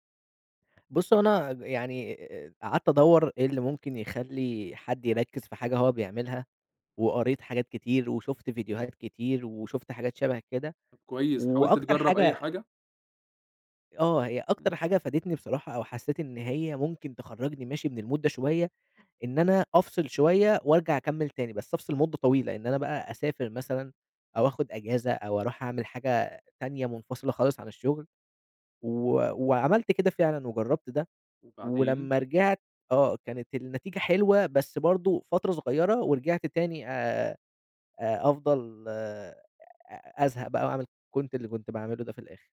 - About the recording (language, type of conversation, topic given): Arabic, advice, إزاي أتعامل مع إحساسي بالذنب عشان مش بخصص وقت كفاية للشغل اللي محتاج تركيز؟
- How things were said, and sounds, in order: other background noise; in English: "الmood"